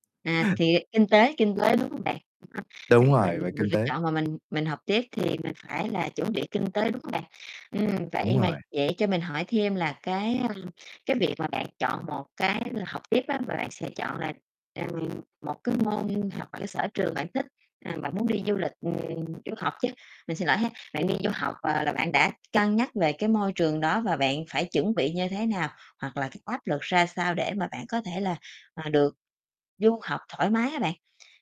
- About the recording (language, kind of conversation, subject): Vietnamese, podcast, Sau khi tốt nghiệp, bạn chọn học tiếp hay đi làm ngay?
- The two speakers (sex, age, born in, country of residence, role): female, 30-34, Vietnam, Vietnam, host; male, 20-24, Vietnam, Vietnam, guest
- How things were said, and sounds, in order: distorted speech; tapping